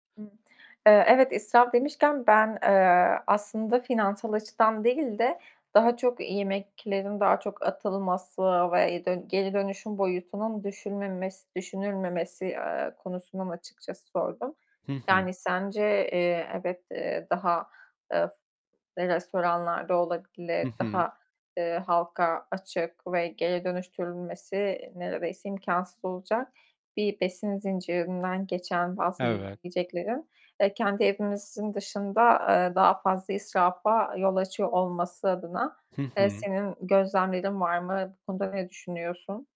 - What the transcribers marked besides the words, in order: static; other background noise; distorted speech; tapping
- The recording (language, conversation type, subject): Turkish, podcast, Haftalık yemek hazırlığını nasıl organize ediyorsun?